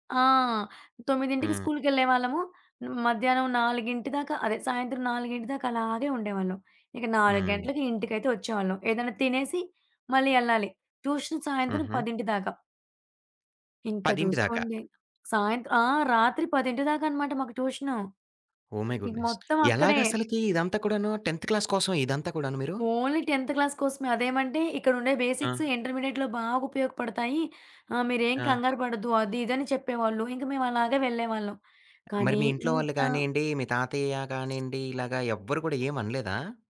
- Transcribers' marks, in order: tapping; in English: "ట్యూషన్"; other background noise; in English: "ఓహ్ మై గుడ్‌నెస్"; in English: "టెన్త్ క్లాస్"; in English: "ఓన్లీ టెన్త్ క్లాస్"; in English: "బేసిక్స్ ఇంటర్మీడియేట్‌లో"
- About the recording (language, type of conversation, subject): Telugu, podcast, బర్నౌట్ వచ్చినప్పుడు మీరు ఏమి చేశారు?